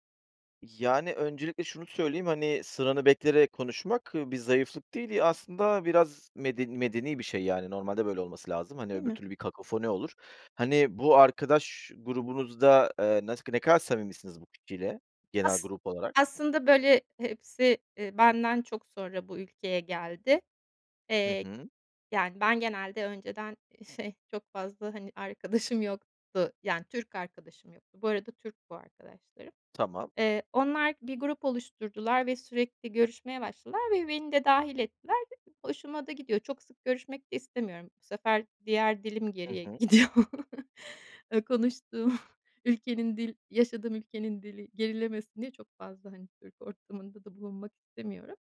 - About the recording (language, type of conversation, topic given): Turkish, advice, Aile ve arkadaş beklentileri yüzünden hayır diyememek
- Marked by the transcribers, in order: laughing while speaking: "arkadaşım"; other background noise; laughing while speaking: "gidiyor"; laughing while speaking: "konuştuğum"